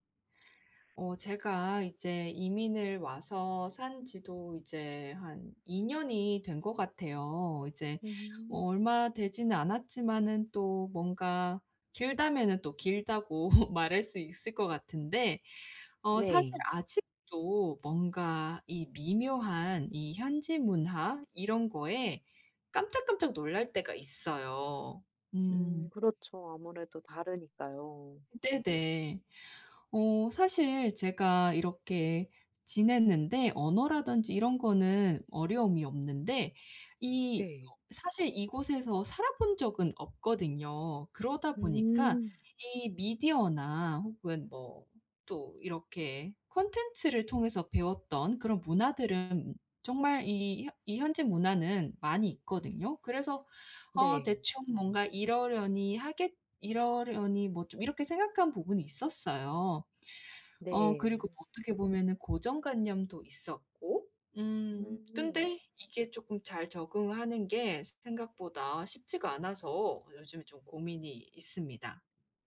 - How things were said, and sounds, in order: laugh; other background noise
- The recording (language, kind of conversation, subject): Korean, advice, 현지 문화를 존중하며 민감하게 적응하려면 어떻게 해야 하나요?